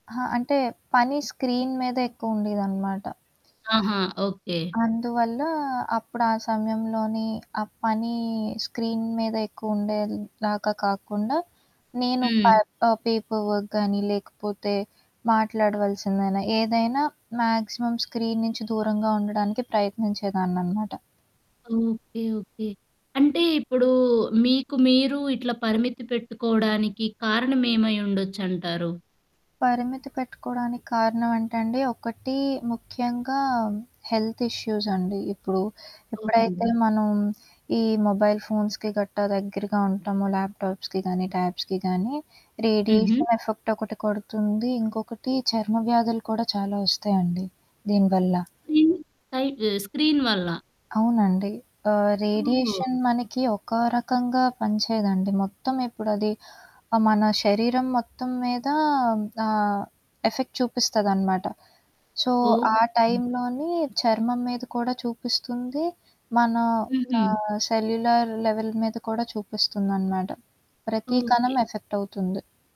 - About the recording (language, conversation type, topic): Telugu, podcast, మీరు రోజువారీ తెర వినియోగ సమయాన్ని ఎంతవరకు పరిమితం చేస్తారు, ఎందుకు?
- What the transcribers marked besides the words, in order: static; in English: "స్క్రీన్"; in English: "స్క్రీన్"; in English: "పేపర్ వర్క్"; in English: "మాక్సిమం స్క్రీన్"; horn; in English: "హెల్త్"; distorted speech; in English: "మొబైల్ ఫోన్స్‌కి"; in English: "ల్యాప్‌టాప్స్‌కి"; in English: "ట్యాబ్స్‌కి"; in English: "రేడియేషన్ ఎఫెక్ట్"; other background noise; in English: "స్క్రీన్"; in English: "రేడియేషన్"; in English: "ఎఫెక్ట్"; in English: "సో"; in English: "సెల్యులర్ లెవెల్"